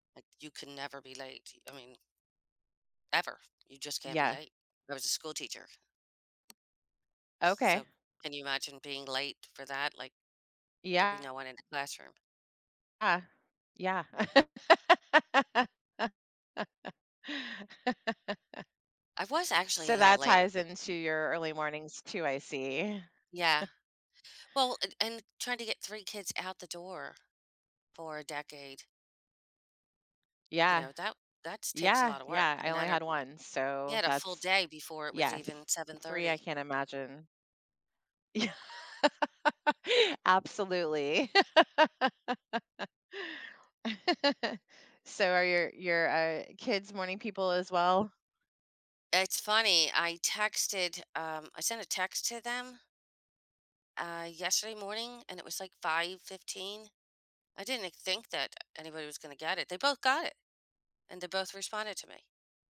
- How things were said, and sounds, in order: tapping; laugh; chuckle; laughing while speaking: "Yeah"; laugh
- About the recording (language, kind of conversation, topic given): English, unstructured, How do your daily routines and energy levels change depending on whether you wake up early or stay up late?
- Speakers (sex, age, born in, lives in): female, 50-54, United States, United States; female, 55-59, United States, United States